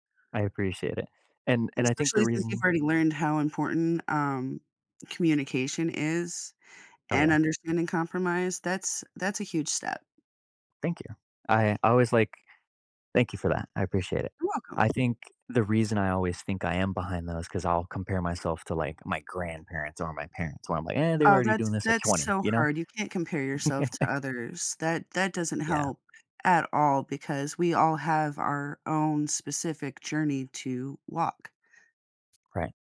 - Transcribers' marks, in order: other background noise; chuckle
- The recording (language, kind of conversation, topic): English, unstructured, How do you balance your own needs with someone else's in a relationship?